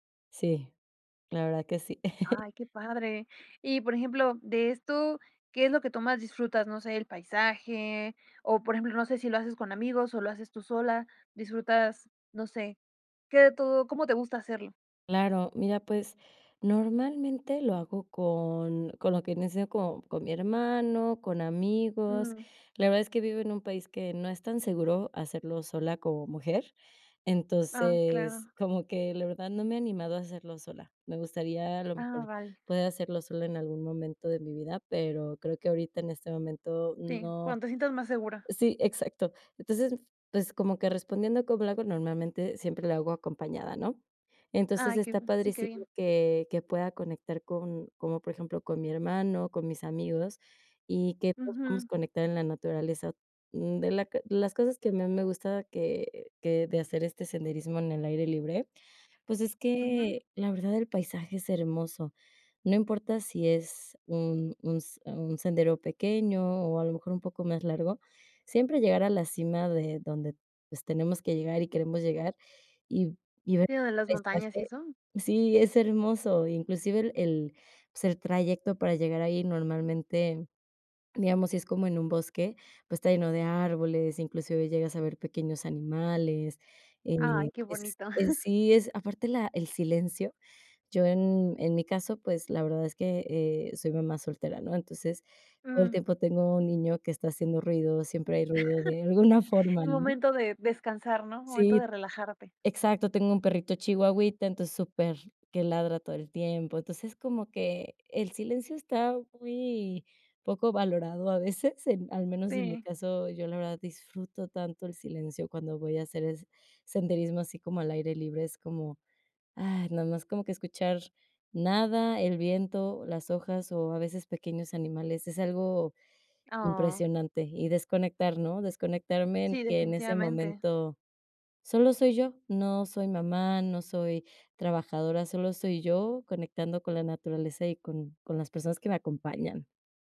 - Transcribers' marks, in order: chuckle; laughing while speaking: "como que"; chuckle; chuckle; laughing while speaking: "alguna forma"
- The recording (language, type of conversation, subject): Spanish, podcast, ¿Qué es lo que más disfrutas de tus paseos al aire libre?